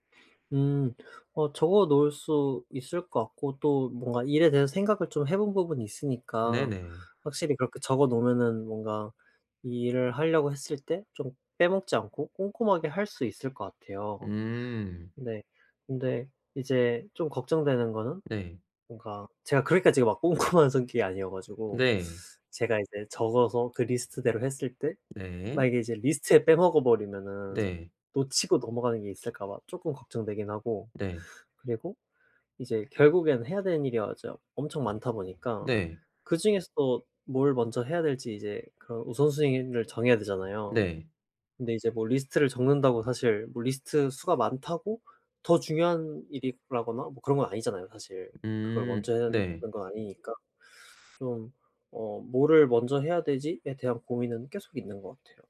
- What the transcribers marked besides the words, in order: laughing while speaking: "꼼꼼한"; tapping; other background noise
- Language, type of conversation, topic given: Korean, advice, 내 핵심 가치에 맞춰 일상에서 우선순위를 어떻게 정하면 좋을까요?
- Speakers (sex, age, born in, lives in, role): male, 25-29, South Korea, South Korea, user; male, 30-34, South Korea, Hungary, advisor